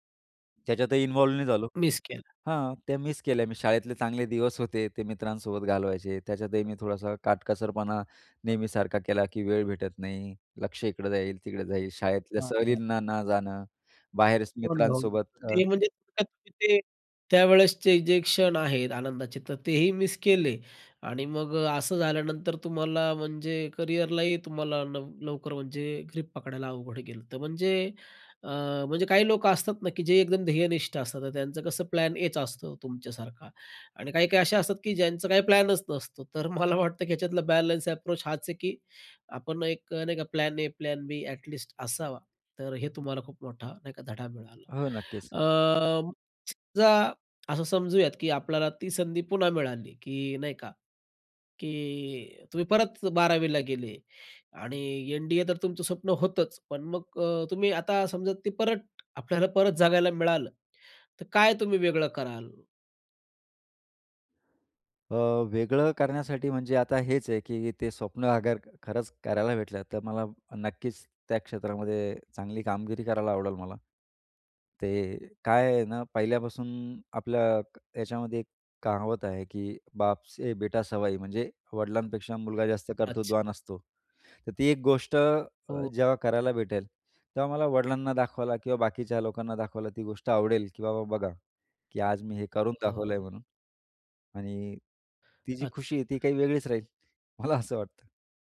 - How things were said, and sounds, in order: other background noise; in English: "ग्रिप"; in English: "प्लॅन एच"; laughing while speaking: "मला वाटतं"; in English: "अप्रोच"; in English: "प्लॅन ए, प्लॅन बी"; tsk; tapping; in Hindi: "बाप से बेटा सवाई"; joyful: "मला असं वाटतं"
- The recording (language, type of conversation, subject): Marathi, podcast, तुमच्या आयुष्यातलं सर्वात मोठं अपयश काय होतं आणि त्यातून तुम्ही काय शिकलात?